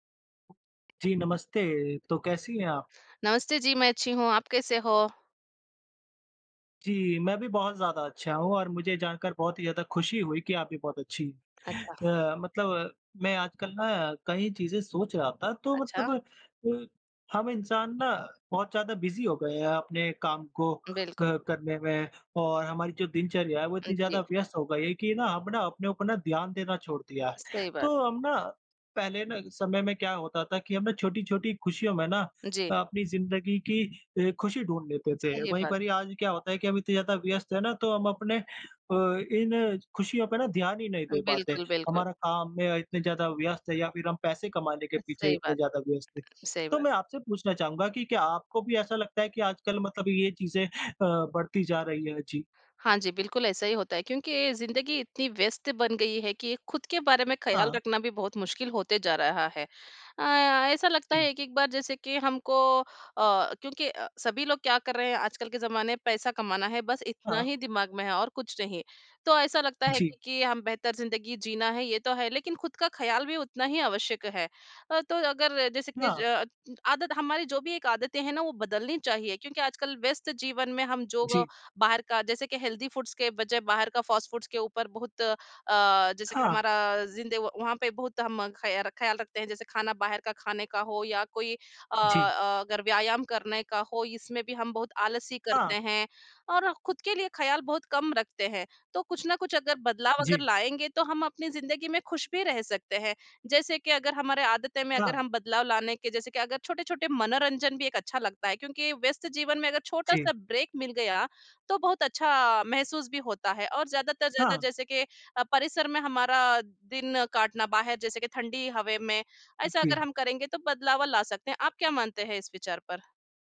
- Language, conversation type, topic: Hindi, unstructured, आपकी ज़िंदगी में कौन-सी छोटी-छोटी बातें आपको खुशी देती हैं?
- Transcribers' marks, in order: in English: "बिज़ी"; in English: "हेल्दी फूड्स"; in English: "फास्ट फूड्स"; in English: "ब्रेक"